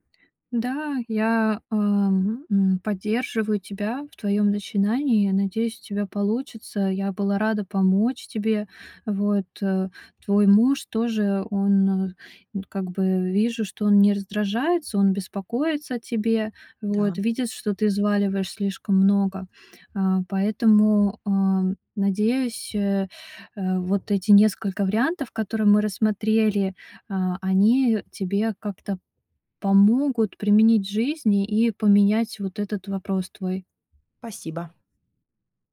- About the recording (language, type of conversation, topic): Russian, advice, Как перестать брать на себя слишком много и научиться выстраивать личные границы?
- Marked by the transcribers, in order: other background noise